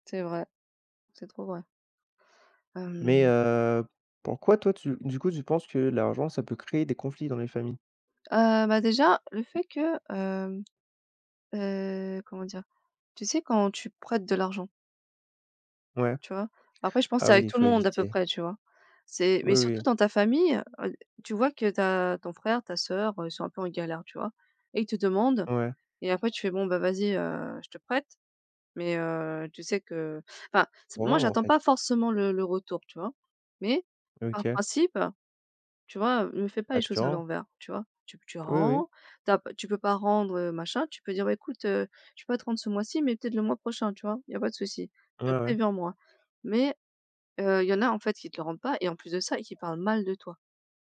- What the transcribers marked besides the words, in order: tapping
- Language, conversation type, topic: French, unstructured, Pourquoi l’argent crée-t-il souvent des conflits dans les familles ?